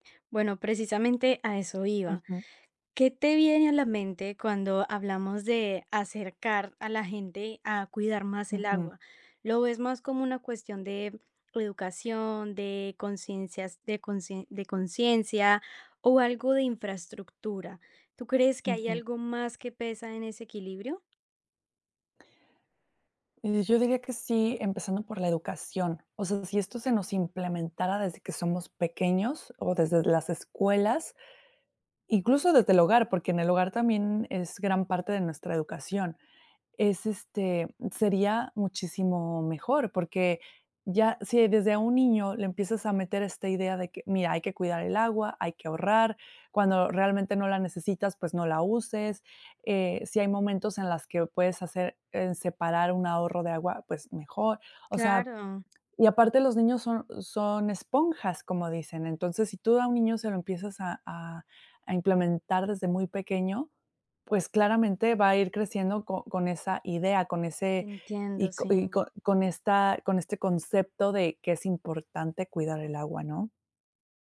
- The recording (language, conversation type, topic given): Spanish, podcast, ¿Cómo motivarías a la gente a cuidar el agua?
- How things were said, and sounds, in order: tapping; other background noise